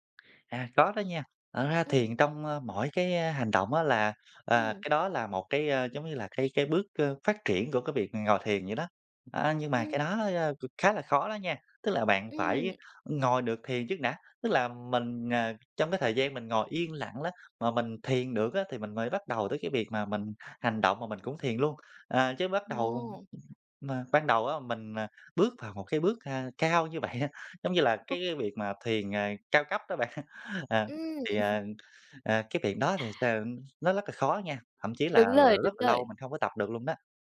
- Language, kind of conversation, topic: Vietnamese, podcast, Thiền giúp bạn quản lý căng thẳng như thế nào?
- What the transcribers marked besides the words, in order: other background noise; laughing while speaking: "vậy"; unintelligible speech; chuckle; tapping